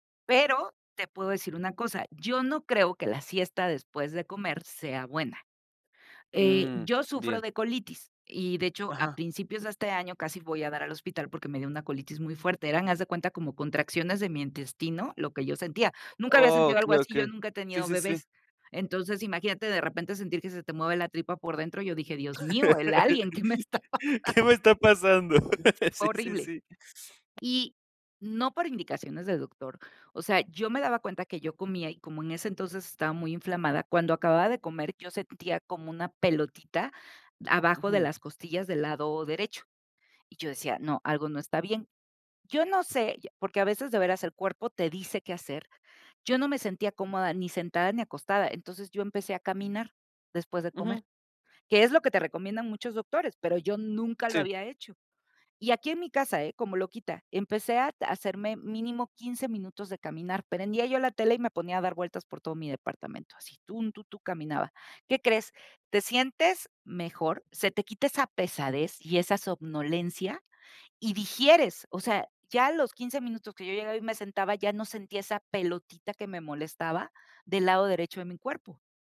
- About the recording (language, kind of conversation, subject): Spanish, podcast, ¿Qué opinas de echarse una siesta corta?
- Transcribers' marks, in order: other background noise; laughing while speaking: "¿Qué me está pasando? Sí, sí, sí"; laughing while speaking: "que me esta pasando"